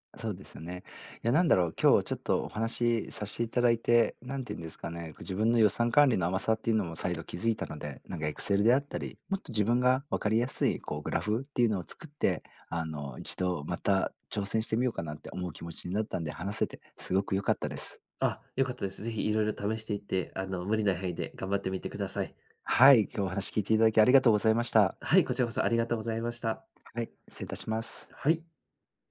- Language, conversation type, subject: Japanese, advice, 貯金する習慣や予算を立てる習慣が身につかないのですが、どうすれば続けられますか？
- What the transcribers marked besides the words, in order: other background noise